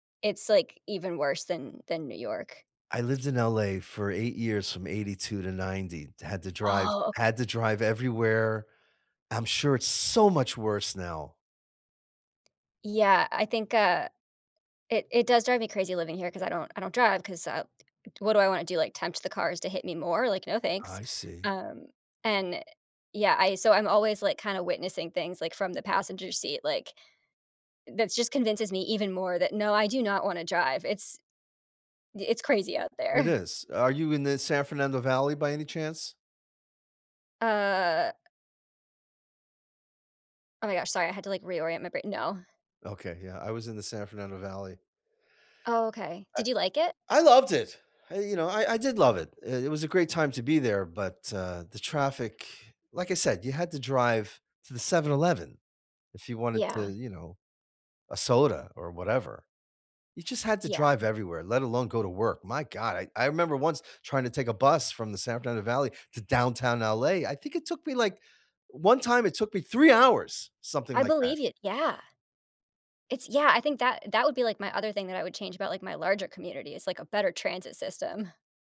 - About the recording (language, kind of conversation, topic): English, unstructured, What changes would improve your local community the most?
- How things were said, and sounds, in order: tapping; stressed: "so"; chuckle; chuckle